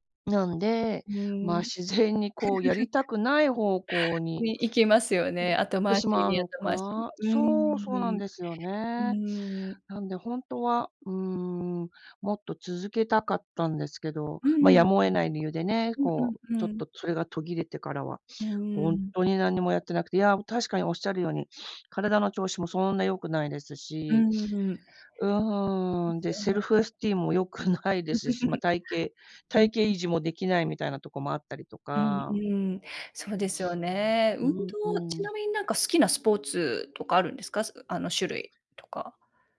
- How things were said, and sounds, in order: laugh; sniff; in English: "セルフエスティーム"; unintelligible speech; laugh; sniff
- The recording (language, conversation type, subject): Japanese, unstructured, 運動をすると気分はどのように変わりますか？